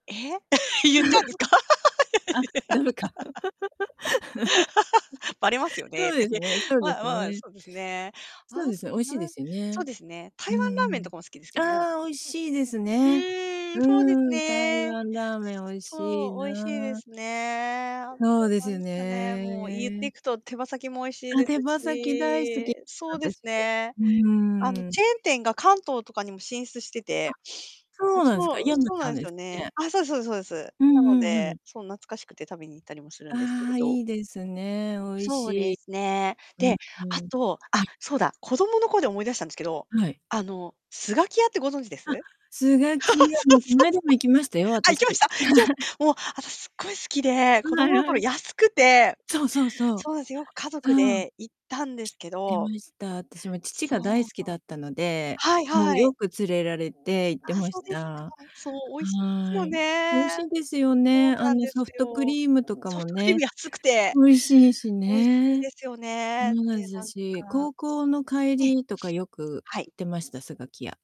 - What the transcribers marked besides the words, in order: laughing while speaking: "言っちゃうんですか？ ばれま … あ、そうですね"; laugh; laughing while speaking: "あ、駄目か"; laugh; distorted speech; sniff; tapping; laugh; laughing while speaking: "そう そう そう。あ、行きました 行きました？"; laugh; laughing while speaking: "安くて"; unintelligible speech
- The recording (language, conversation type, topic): Japanese, unstructured, 地元の食べ物でおすすめは何ですか？
- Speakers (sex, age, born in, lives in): female, 45-49, Japan, Japan; female, 55-59, Japan, Japan